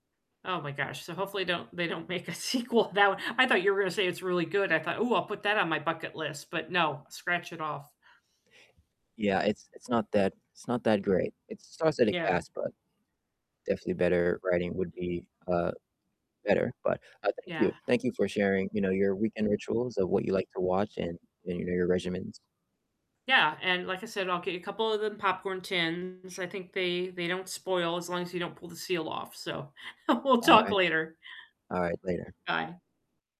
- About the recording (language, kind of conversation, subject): English, unstructured, What are your weekend viewing rituals, from snacks and setup to who you watch with?
- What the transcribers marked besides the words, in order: laughing while speaking: "sequel"; distorted speech; other background noise; laughing while speaking: "we'll"